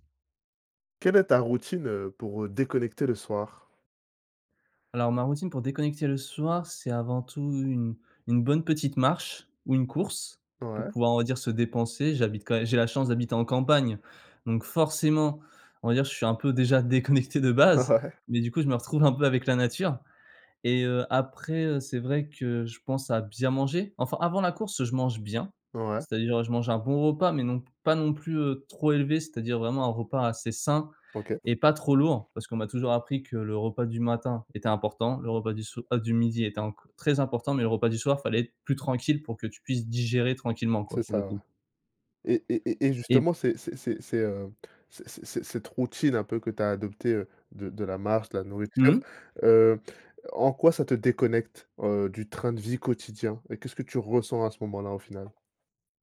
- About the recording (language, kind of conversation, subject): French, podcast, Quelle est ta routine pour déconnecter le soir ?
- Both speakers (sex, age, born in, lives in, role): male, 20-24, France, France, guest; male, 30-34, France, France, host
- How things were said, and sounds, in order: stressed: "forcément"; laughing while speaking: "déconnecté de base"; laughing while speaking: "Ah, ouais"; tapping; other background noise; stressed: "plus tranquille"